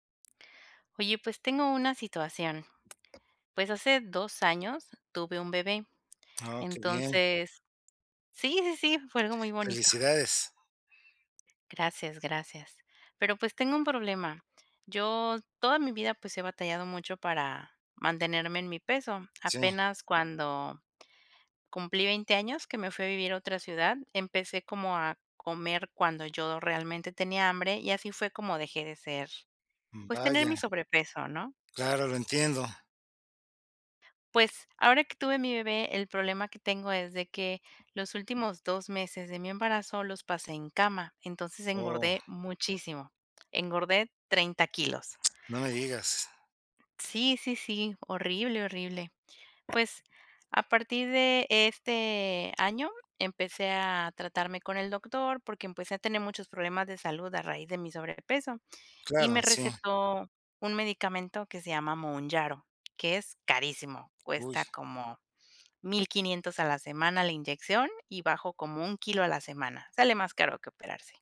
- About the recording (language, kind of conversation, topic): Spanish, advice, ¿Cómo puedo comer más saludable con un presupuesto limitado cada semana?
- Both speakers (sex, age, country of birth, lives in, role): female, 30-34, Mexico, Mexico, user; male, 55-59, Mexico, Mexico, advisor
- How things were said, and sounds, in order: other background noise; tapping; tsk